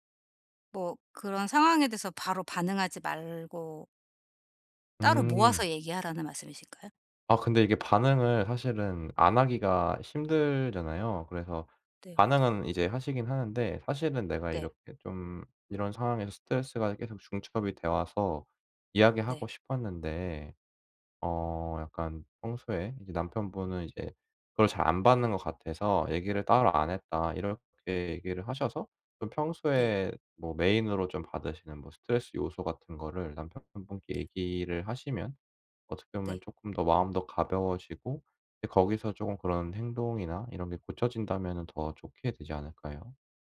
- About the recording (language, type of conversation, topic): Korean, advice, 다투는 상황에서 더 효과적으로 소통하려면 어떻게 해야 하나요?
- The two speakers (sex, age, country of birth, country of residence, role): female, 45-49, South Korea, Portugal, user; male, 25-29, South Korea, South Korea, advisor
- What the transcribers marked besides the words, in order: other background noise